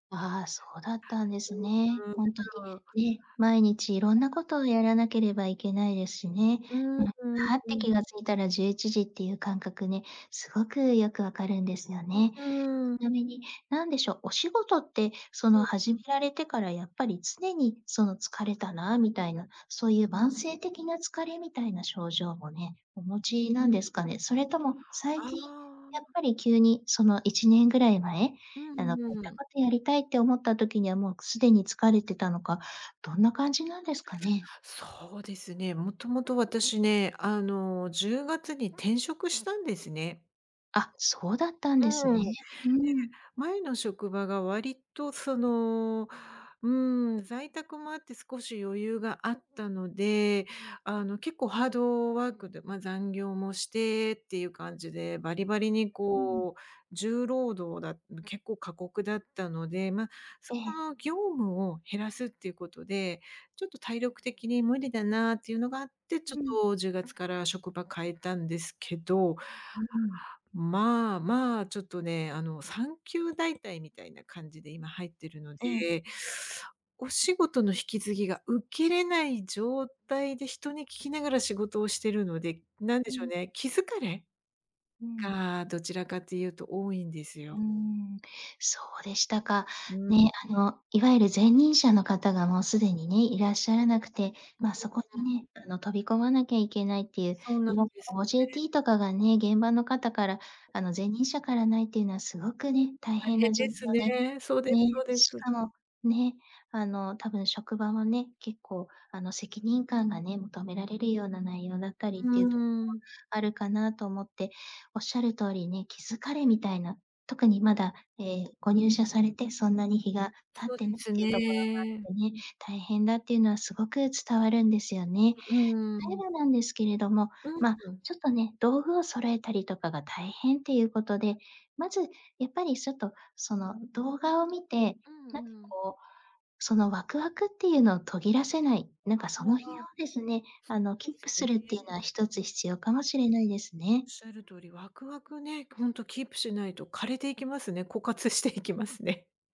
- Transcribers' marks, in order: unintelligible speech; other background noise; tapping; teeth sucking; unintelligible speech; laughing while speaking: "枯渇していきますね"
- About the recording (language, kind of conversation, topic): Japanese, advice, 疲労や気力不足で創造力が枯渇していると感じるのはなぜですか？